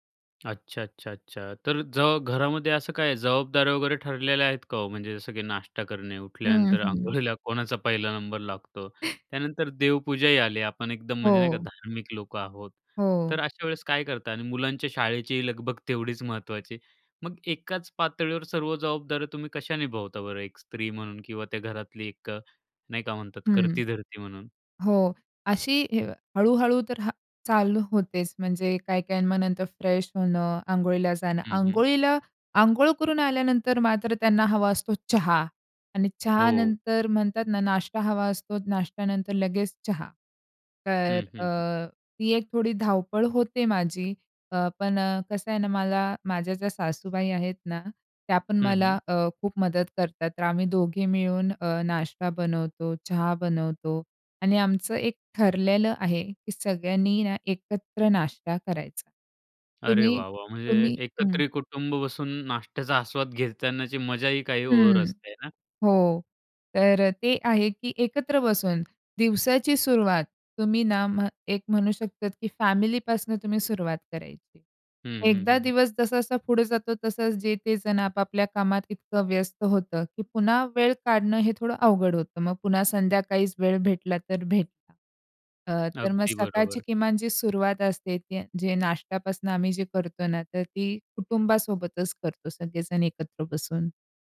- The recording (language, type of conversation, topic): Marathi, podcast, तुझ्या घरी सकाळची परंपरा कशी असते?
- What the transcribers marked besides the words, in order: tapping; laughing while speaking: "अंघोळीला"; other noise; in English: "फ्रेश"; other background noise; "और" said as "ओर"